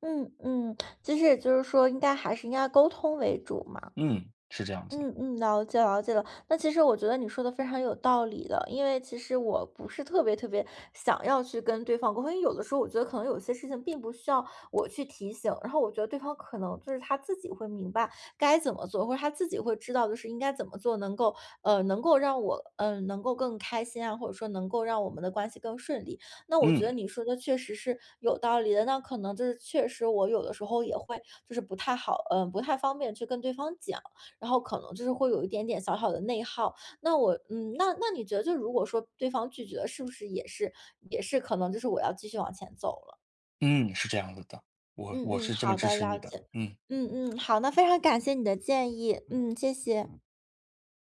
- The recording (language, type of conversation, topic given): Chinese, advice, 刚被拒绝恋爱或约会后，自信受损怎么办？
- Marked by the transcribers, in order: other background noise; joyful: "非常感谢你的建议"